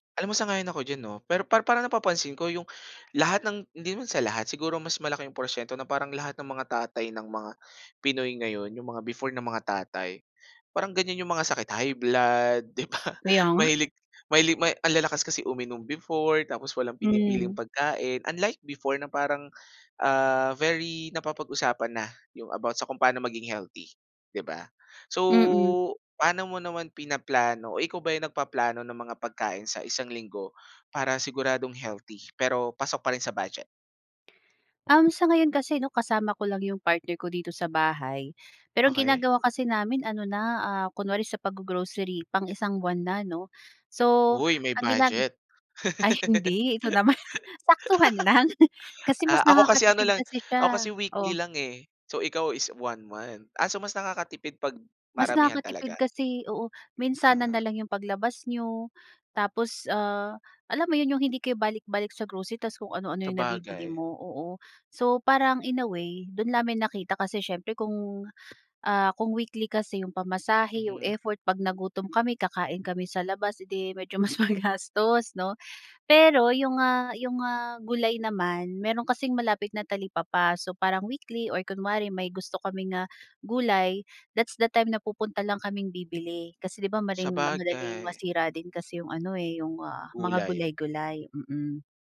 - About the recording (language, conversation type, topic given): Filipino, podcast, Paano ka nakakatipid para hindi maubos ang badyet sa masustansiyang pagkain?
- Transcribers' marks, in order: sniff; laughing while speaking: "'di ba?"; tapping; laugh; laughing while speaking: "naman"; laughing while speaking: "lang"; laughing while speaking: "mas magastos"